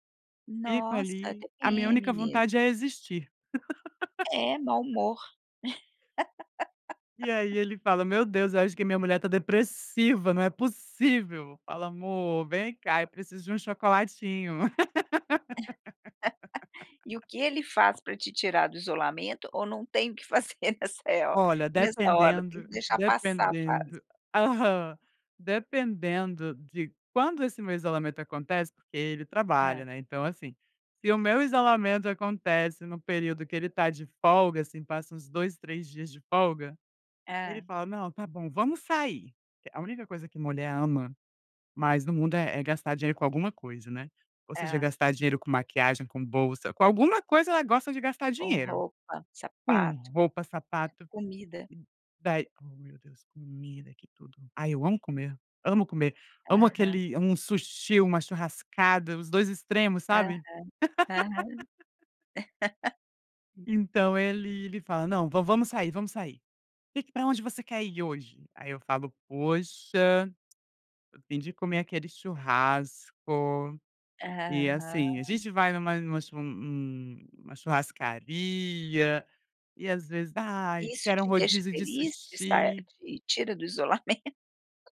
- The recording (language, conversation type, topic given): Portuguese, podcast, Como apoiar um amigo que está se isolando?
- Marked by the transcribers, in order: laugh; laugh; laugh; laughing while speaking: "fazer nesse ho"; other background noise; laugh; other noise; laugh; tapping